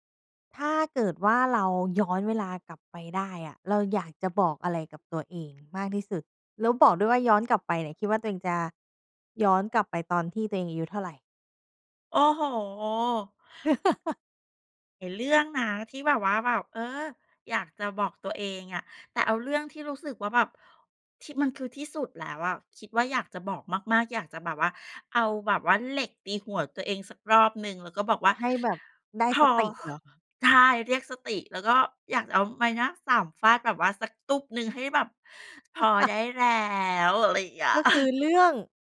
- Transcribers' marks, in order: laugh; other background noise; chuckle
- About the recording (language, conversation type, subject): Thai, podcast, ถ้าคุณกลับเวลาได้ คุณอยากบอกอะไรกับตัวเองในตอนนั้น?